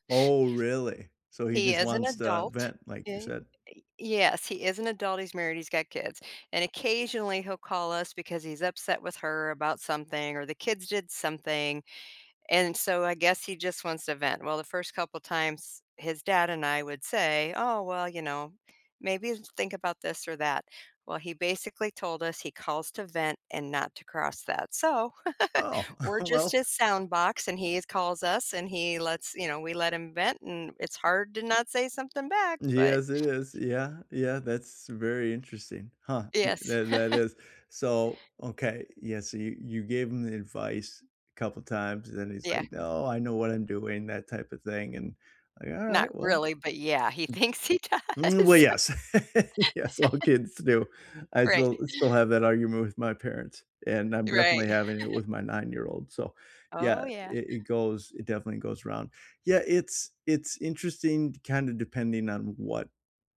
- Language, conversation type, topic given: English, unstructured, What small boundaries help maintain individuality in a close relationship?
- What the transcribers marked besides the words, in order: laugh; chuckle; other background noise; tapping; laugh; laughing while speaking: "thinks he does"; laugh; laughing while speaking: "yes, all kids do"; laugh; inhale; laugh